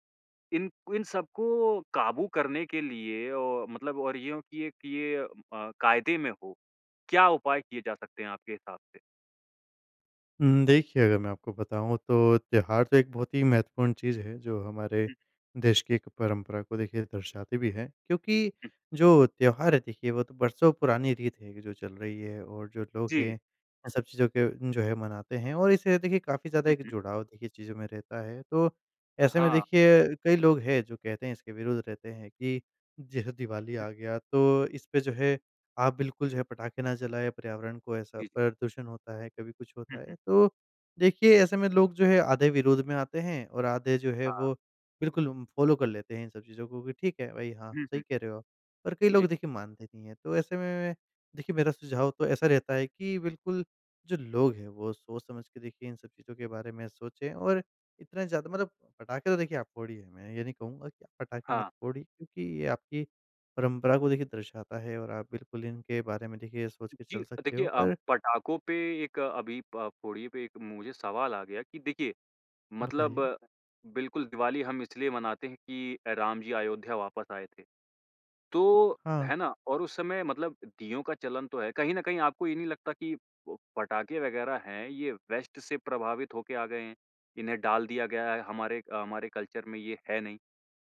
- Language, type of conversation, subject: Hindi, podcast, त्योहारों को अधिक पर्यावरण-अनुकूल कैसे बनाया जा सकता है?
- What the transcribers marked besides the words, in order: in English: "फ़ॉलो"; in English: "वेस्ट"; in English: "कल्चर"